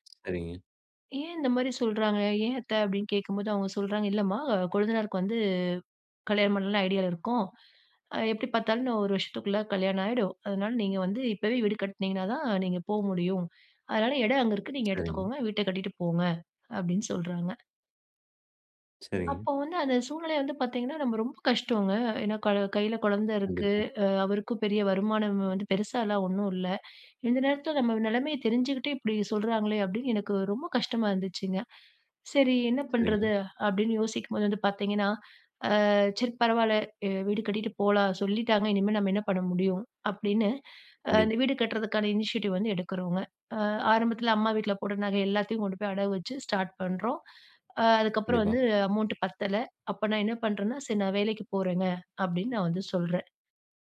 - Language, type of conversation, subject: Tamil, podcast, உங்கள் வாழ்க்கையை மாற்றிய ஒரு தருணம் எது?
- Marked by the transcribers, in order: in English: "இனிஷியேட்டிவ்"